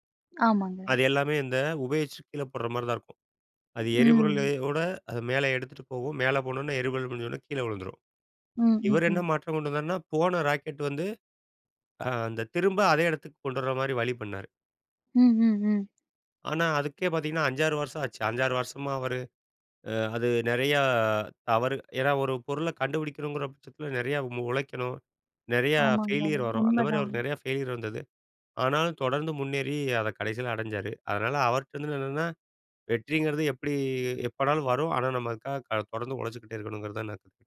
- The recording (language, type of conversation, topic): Tamil, podcast, நீங்கள் விரும்பும் முன்மாதிரிகளிடமிருந்து நீங்கள் கற்றுக்கொண்ட முக்கியமான பாடம் என்ன?
- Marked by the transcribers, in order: other noise; in English: "ஃபெயிலியர்"; in English: "ஃபெயிலியர்"